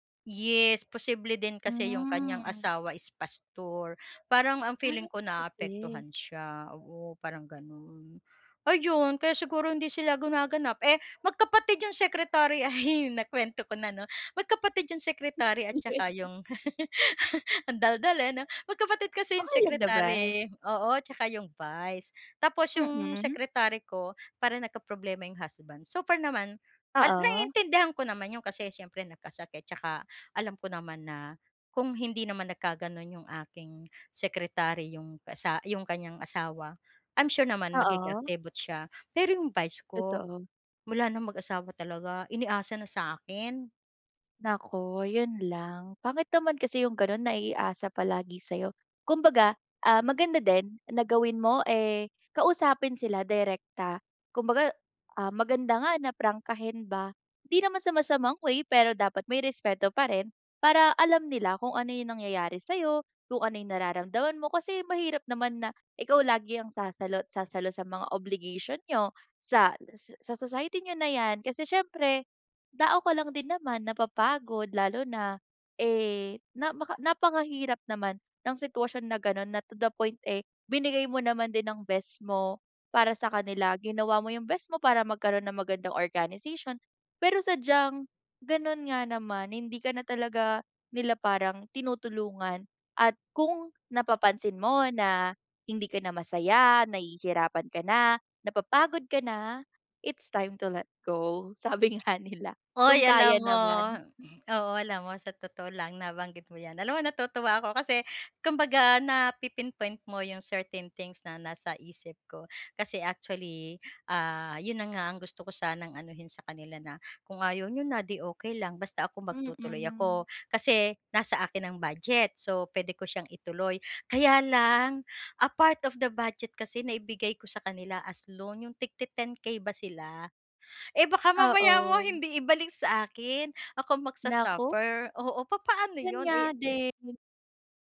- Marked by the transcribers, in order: chuckle; chuckle; in English: "it's time to let go"
- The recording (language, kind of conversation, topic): Filipino, advice, Paano ko sasabihin nang maayos na ayaw ko munang dumalo sa mga okasyong inaanyayahan ako dahil napapagod na ako?